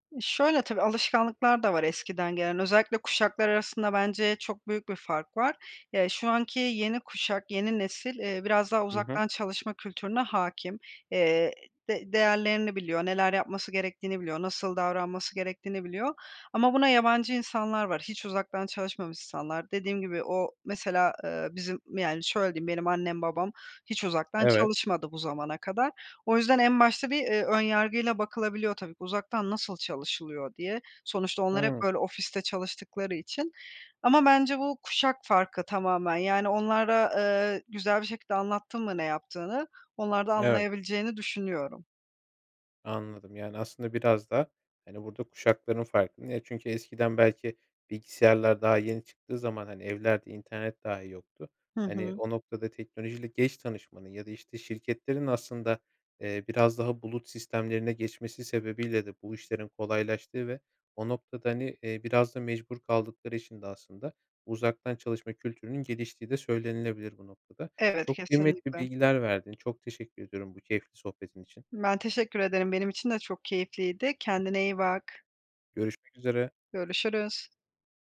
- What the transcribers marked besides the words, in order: other background noise
- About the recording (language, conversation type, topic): Turkish, podcast, Uzaktan çalışma kültürü işleri nasıl değiştiriyor?